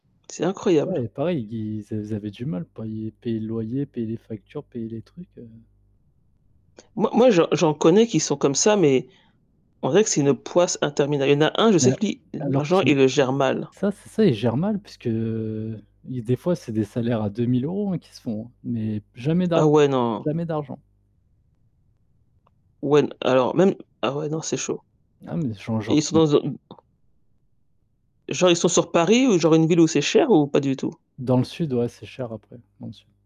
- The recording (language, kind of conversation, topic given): French, unstructured, As-tu déjà eu peur de ne pas pouvoir payer tes factures ?
- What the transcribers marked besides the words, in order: static; "payer" said as "poyer"; distorted speech; drawn out: "puisque"; tapping